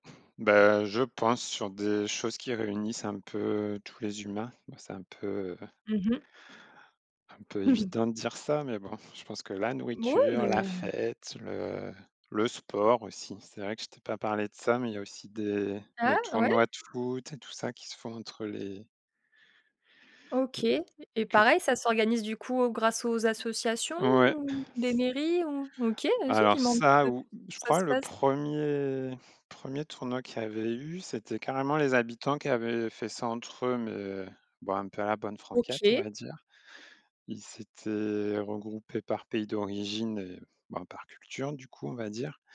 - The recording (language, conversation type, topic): French, podcast, Comment peut-on bâtir des ponts entre des cultures différentes dans un même quartier ?
- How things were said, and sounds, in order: chuckle; tapping; other background noise